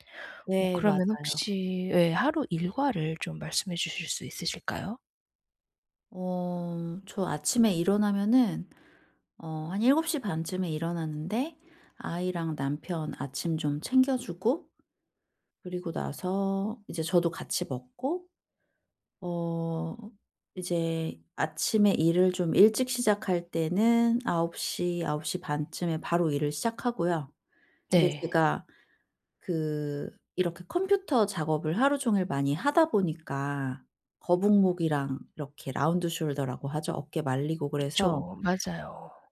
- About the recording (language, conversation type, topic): Korean, advice, 일과 가족의 균형을 어떻게 맞출 수 있을까요?
- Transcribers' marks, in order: in English: "라운드 숄더라고"